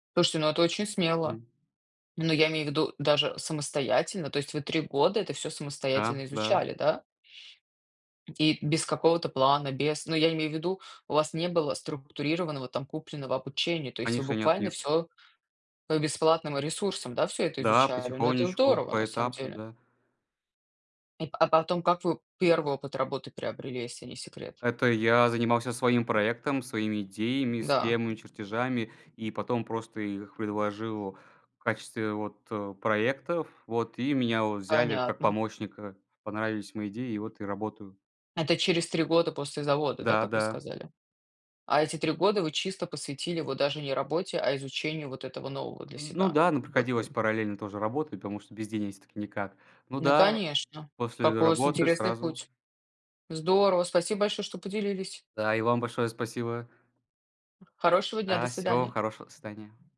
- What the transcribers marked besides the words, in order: tapping
- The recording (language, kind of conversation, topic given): Russian, unstructured, Какое умение ты хотел бы освоить в этом году?